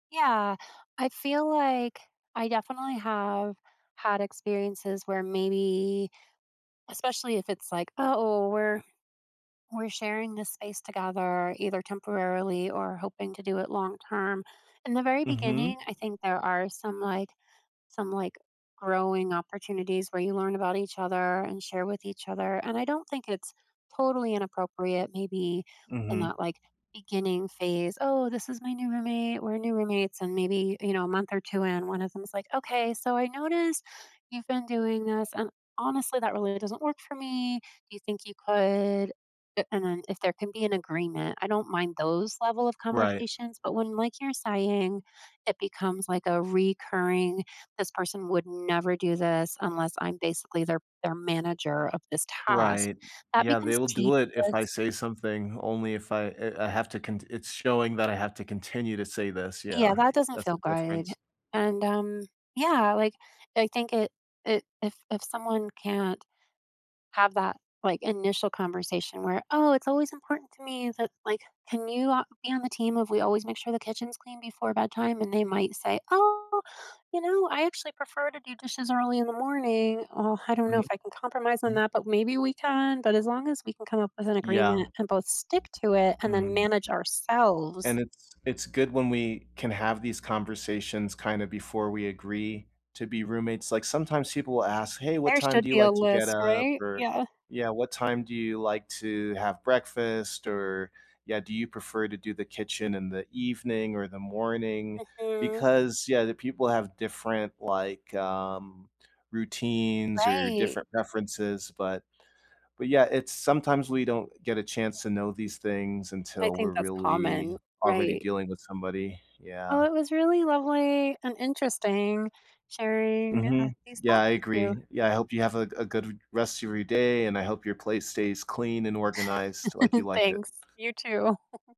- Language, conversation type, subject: English, unstructured, What do you think about people who never clean up after themselves at home?
- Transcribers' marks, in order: tapping; alarm; chuckle